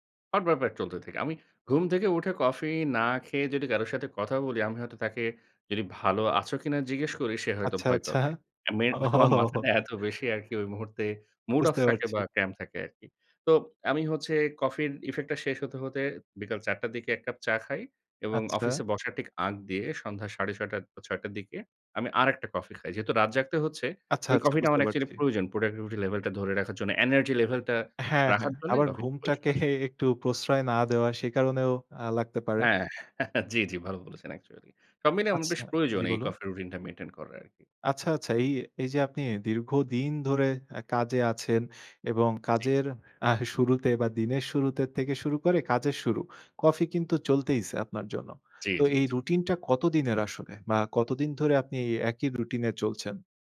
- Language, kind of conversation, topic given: Bengali, podcast, কফি বা চা খাওয়া আপনার এনার্জিতে কী প্রভাব ফেলে?
- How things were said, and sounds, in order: laughing while speaking: "আমার মাথাটা"; laughing while speaking: "ওহোহো"; in English: "cram"; laughing while speaking: "ঘুমটাকে"; laugh